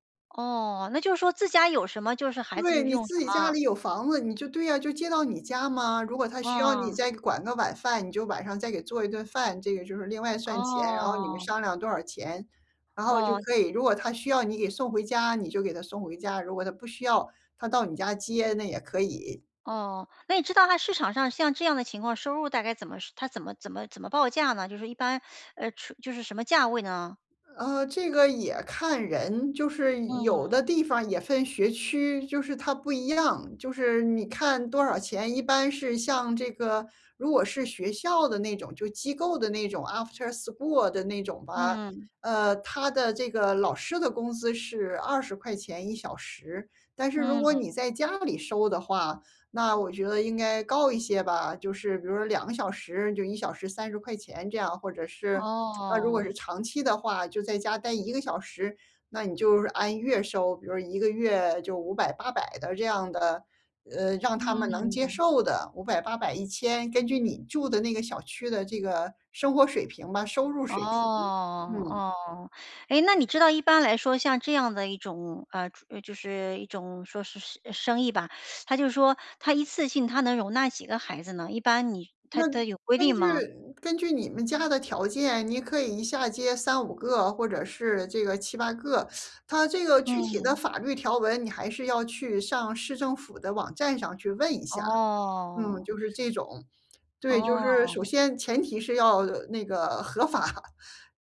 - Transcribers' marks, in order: tapping; teeth sucking; in English: "After school"; other background noise; teeth sucking; teeth sucking; laughing while speaking: "法"; laugh
- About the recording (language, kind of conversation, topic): Chinese, advice, 在资金有限的情况下，我该如何开始一个可行的创业项目？